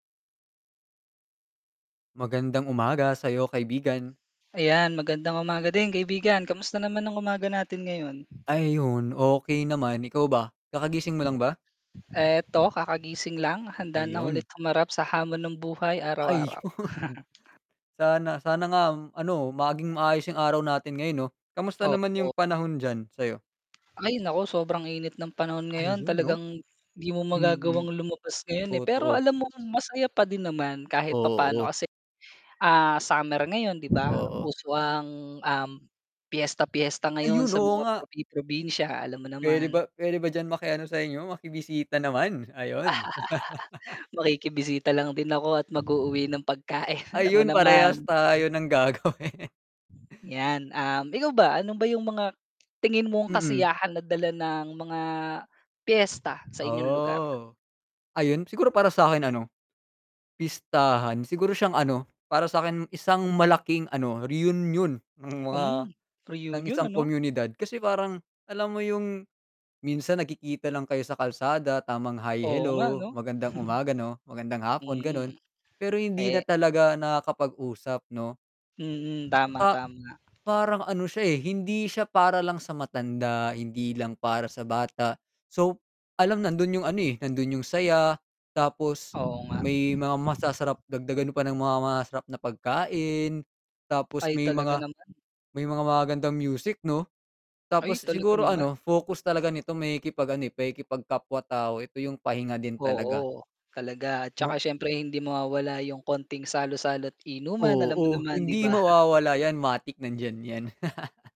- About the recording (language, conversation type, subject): Filipino, unstructured, Ano ang kasiyahang hatid ng pagdiriwang ng pista sa inyong lugar?
- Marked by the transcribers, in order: static; laughing while speaking: "Ayun"; chuckle; tapping; distorted speech; other background noise; wind; laugh; laughing while speaking: "gagawin"; tongue click; drawn out: "Oh"; chuckle; chuckle